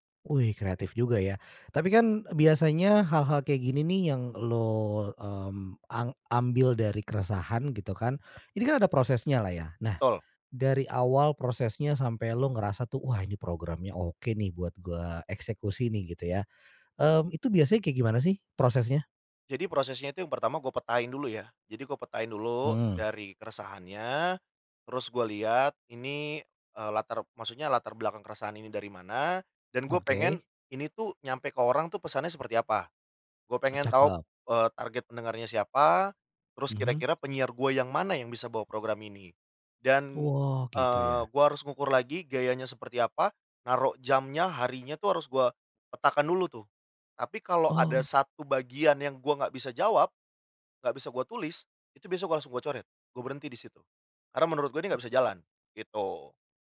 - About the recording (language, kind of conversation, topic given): Indonesian, podcast, Bagaimana kamu menemukan suara atau gaya kreatifmu sendiri?
- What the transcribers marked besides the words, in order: none